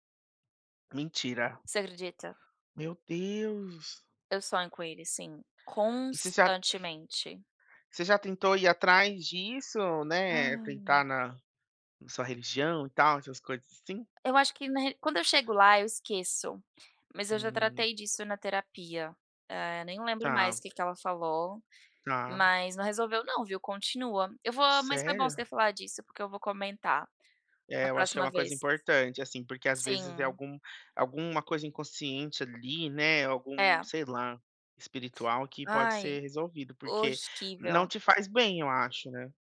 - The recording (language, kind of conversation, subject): Portuguese, unstructured, Qual foi a maior surpresa que o amor lhe trouxe?
- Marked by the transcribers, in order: tapping; other background noise